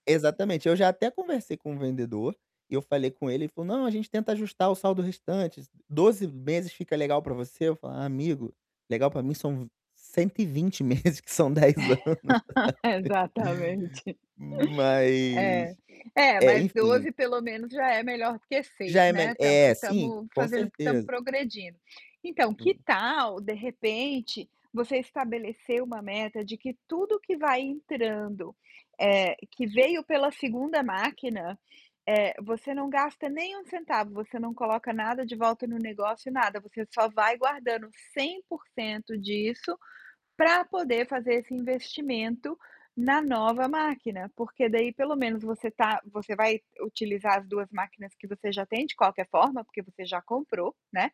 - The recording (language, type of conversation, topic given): Portuguese, advice, Como posso dividir uma meta grande em passos menores e alcançáveis?
- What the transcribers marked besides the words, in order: laughing while speaking: "meses, que são dez anos, sabe"; laugh; distorted speech; tapping